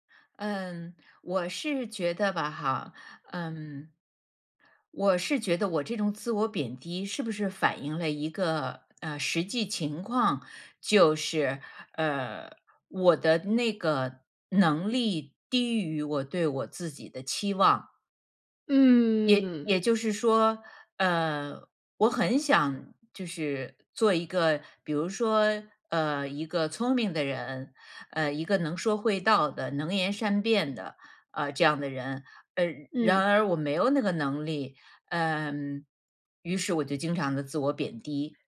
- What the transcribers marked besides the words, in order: drawn out: "嗯"; other background noise
- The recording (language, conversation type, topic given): Chinese, advice, 我该如何描述自己持续自我贬低的内心对话？